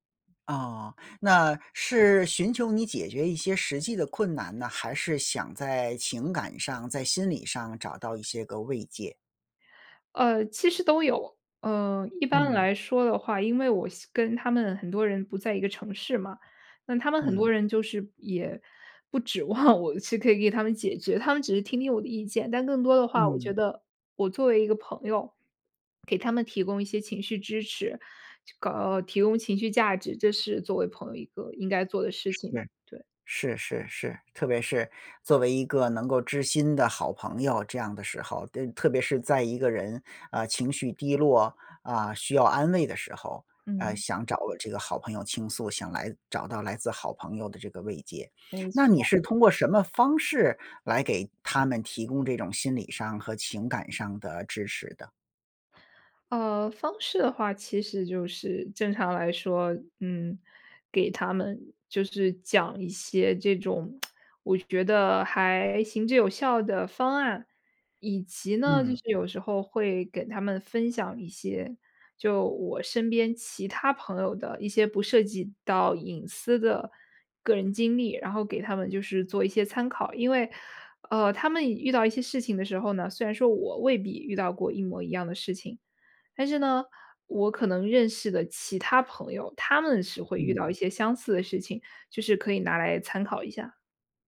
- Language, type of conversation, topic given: Chinese, podcast, 当对方情绪低落时，你会通过讲故事来安慰对方吗？
- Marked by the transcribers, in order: other background noise; laughing while speaking: "望"; other noise; tsk